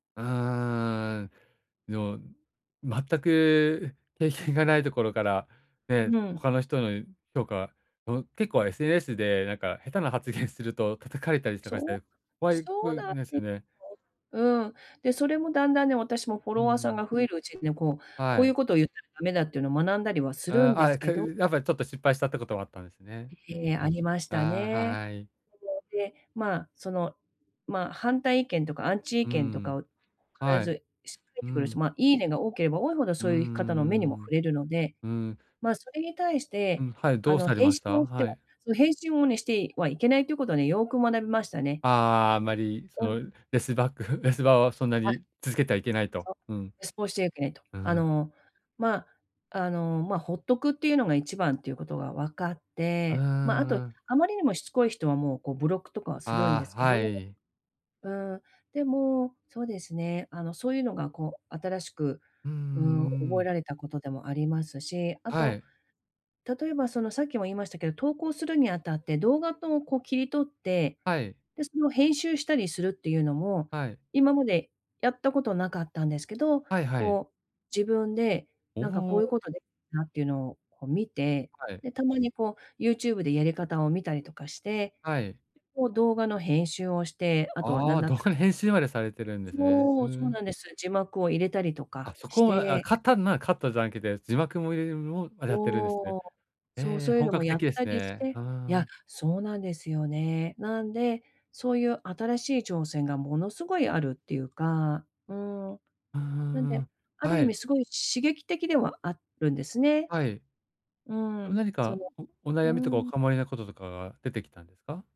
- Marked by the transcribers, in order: laughing while speaking: "発言すると叩かれたり"; unintelligible speech; unintelligible speech; unintelligible speech; laughing while speaking: "レスバック"; unintelligible speech; unintelligible speech; unintelligible speech
- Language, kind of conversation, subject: Japanese, advice, 失敗を怖がらずに挑戦を続けるには、どのような心構えが必要ですか？